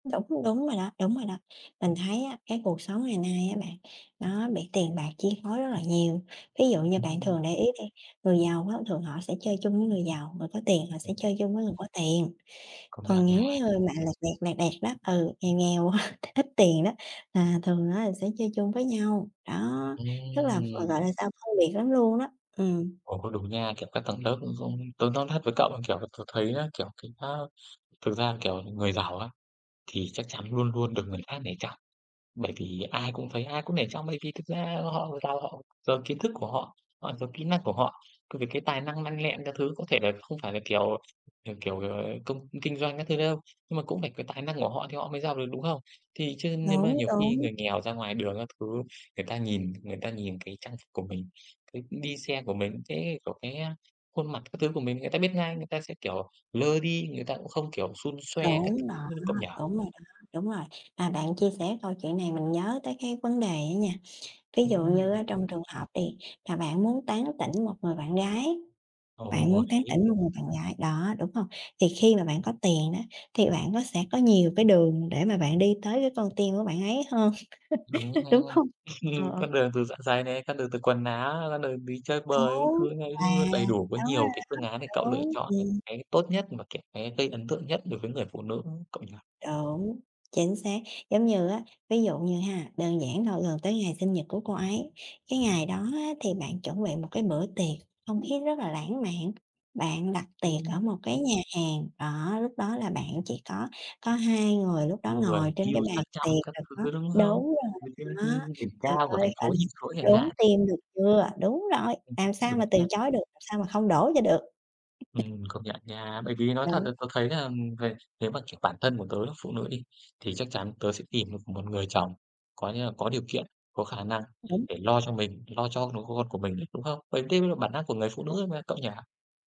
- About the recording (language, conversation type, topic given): Vietnamese, unstructured, Tiền bạc ảnh hưởng như thế nào đến hạnh phúc hằng ngày của bạn?
- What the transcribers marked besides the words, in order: tapping; other background noise; laughing while speaking: "á"; laughing while speaking: "Ừm"; chuckle; chuckle